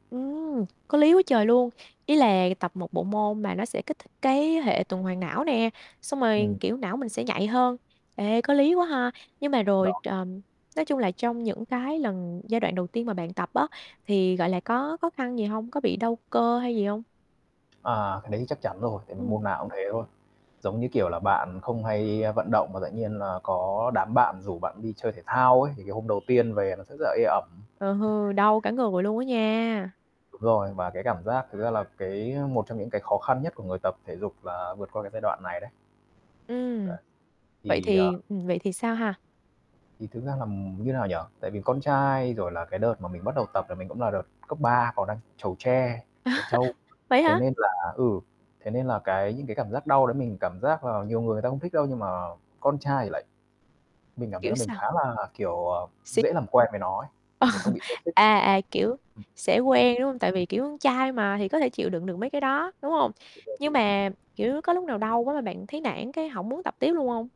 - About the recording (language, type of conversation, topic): Vietnamese, podcast, Bạn giữ động lực tập thể dục như thế nào?
- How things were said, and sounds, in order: tapping; mechanical hum; distorted speech; other background noise; chuckle; chuckle; in English: "toxic"; static